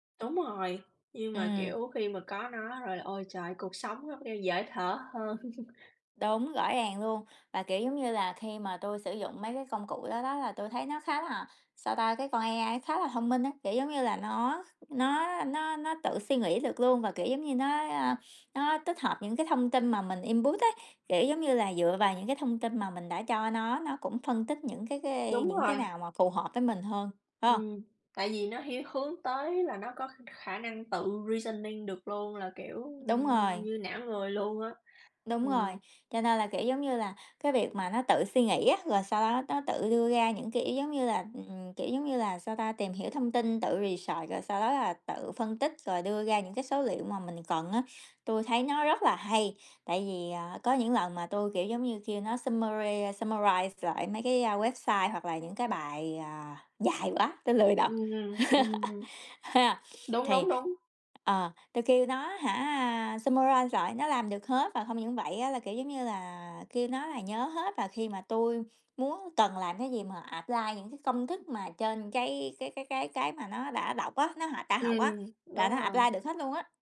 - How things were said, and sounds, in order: chuckle; in English: "A-I"; tapping; in English: "input"; in English: "reasoning"; in English: "research"; in English: "summary summarize"; laugh; in English: "summarize"; in English: "apply"; in English: "apply"
- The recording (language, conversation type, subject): Vietnamese, unstructured, Có công nghệ nào khiến bạn cảm thấy thật sự hạnh phúc không?